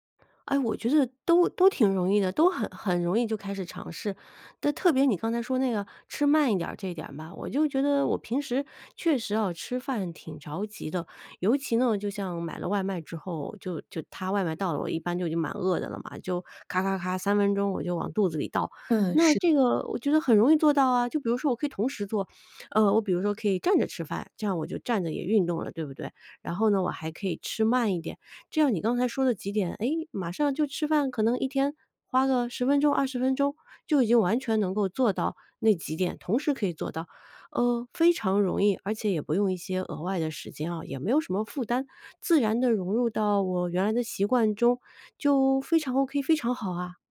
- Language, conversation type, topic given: Chinese, advice, 如果我想减肥但不想节食或过度运动，该怎么做才更健康？
- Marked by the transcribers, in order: joyful: "非常OK，非常好啊！"